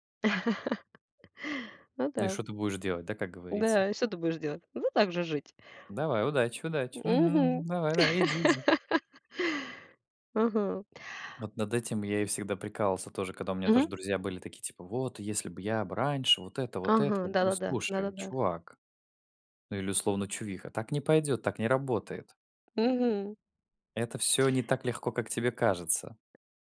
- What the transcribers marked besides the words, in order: chuckle; laugh
- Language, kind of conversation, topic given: Russian, unstructured, Какое событие из прошлого вы бы хотели пережить снова?